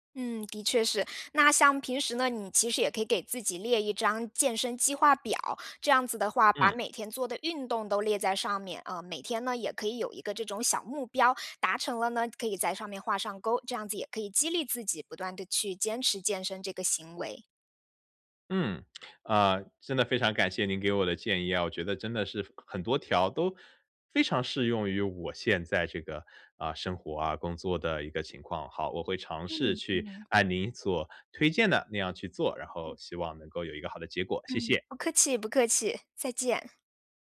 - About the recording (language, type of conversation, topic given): Chinese, advice, 如何持续保持对爱好的动力？
- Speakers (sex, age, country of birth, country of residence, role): female, 30-34, China, Germany, advisor; male, 35-39, China, United States, user
- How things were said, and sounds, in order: tsk